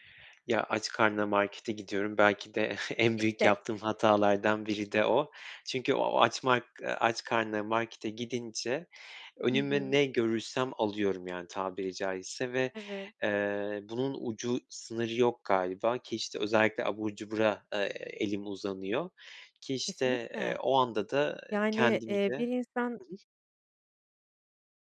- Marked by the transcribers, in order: chuckle; other noise
- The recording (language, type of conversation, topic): Turkish, advice, Diyete başlayıp motivasyonumu kısa sürede kaybetmemi nasıl önleyebilirim?